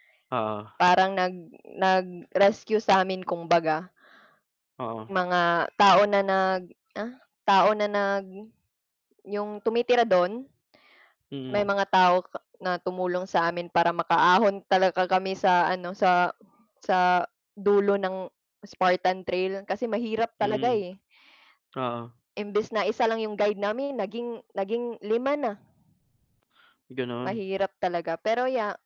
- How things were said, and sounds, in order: other background noise; tapping; static
- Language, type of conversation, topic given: Filipino, unstructured, Ano ang pinaka-nakakatuwang karanasan mo sa paglalakbay?